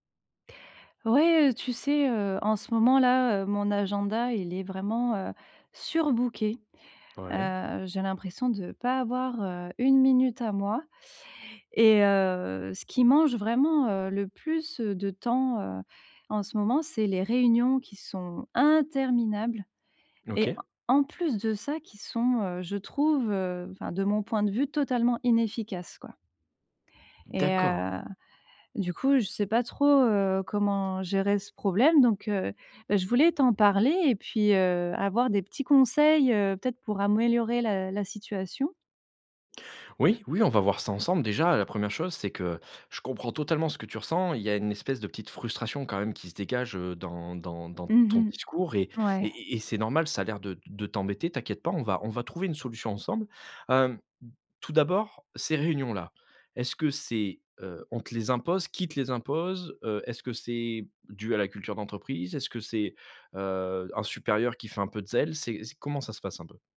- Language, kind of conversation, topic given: French, advice, Comment puis-je éviter que des réunions longues et inefficaces ne me prennent tout mon temps ?
- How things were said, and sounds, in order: tapping; stressed: "interminables"